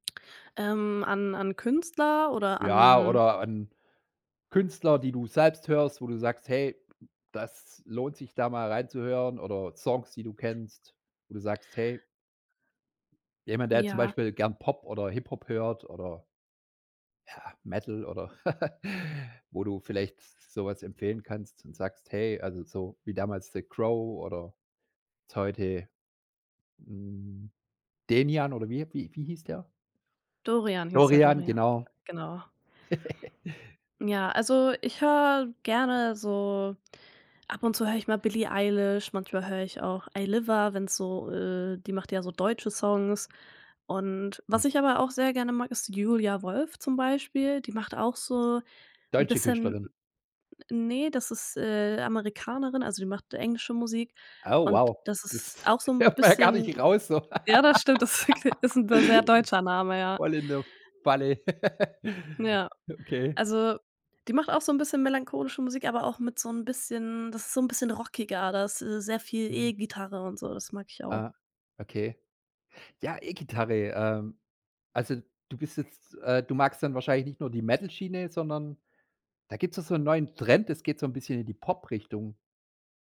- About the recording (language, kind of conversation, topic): German, podcast, Welcher Song macht dich sofort glücklich?
- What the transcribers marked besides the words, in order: other background noise; chuckle; chuckle; other noise; laughing while speaking: "hört man ja gar nicht raus so"; laughing while speaking: "wirklich"; laugh; chuckle